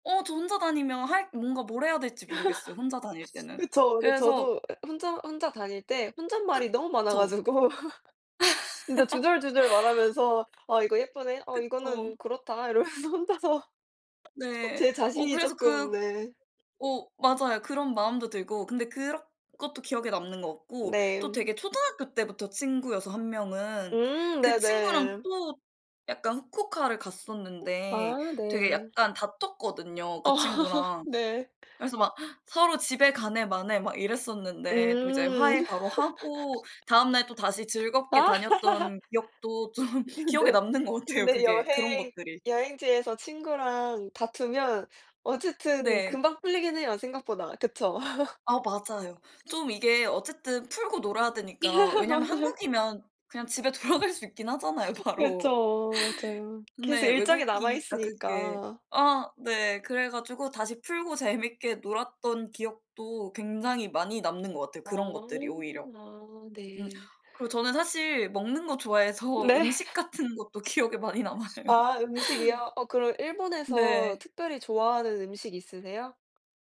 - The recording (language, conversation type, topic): Korean, unstructured, 여행에서 가장 기억에 남는 순간은 언제였나요?
- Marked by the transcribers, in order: laugh; tapping; other background noise; laugh; laughing while speaking: "이러면서 혼자서"; other noise; laughing while speaking: "어"; laugh; laugh; laugh; laughing while speaking: "좀"; laughing while speaking: "것 같아요"; laughing while speaking: "근데"; laugh; laugh; laughing while speaking: "맞아요"; laughing while speaking: "돌아갈"; laughing while speaking: "바로"; laugh; laughing while speaking: "기억에 많이 남아요"